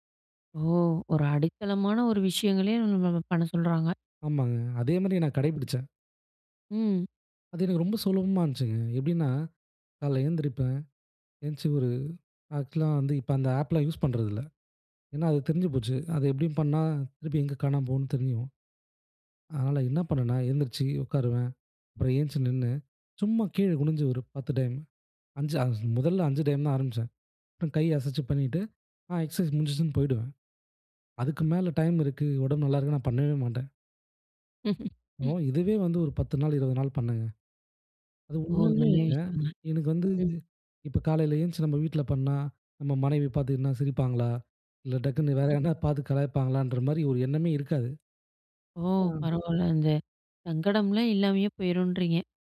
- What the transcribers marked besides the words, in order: in English: "ஆக்சுவலா"; in English: "ஆப்லாம் யூஸ்"; in English: "எக்சசைஸ்"; in another language: "டைம்"; laugh; other noise; laugh
- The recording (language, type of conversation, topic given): Tamil, podcast, ஒரு பழக்கத்தை உடனே மாற்றலாமா, அல்லது படிப்படியாக மாற்றுவது நல்லதா?